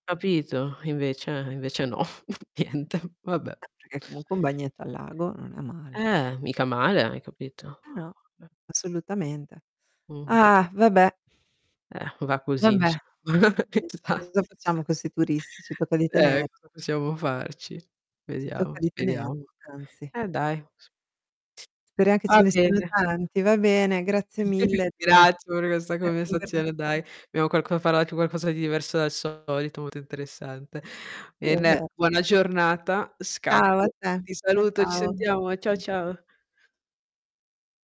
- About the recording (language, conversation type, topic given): Italian, unstructured, Hai mai sentito dire che il turismo abbia causato problemi sociali in una città?
- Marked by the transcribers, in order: other background noise; laughing while speaking: "no, niente"; other noise; distorted speech; static; laughing while speaking: "insomma. Esa"; laughing while speaking: "Ma io ti ringrazio per questa conversazione"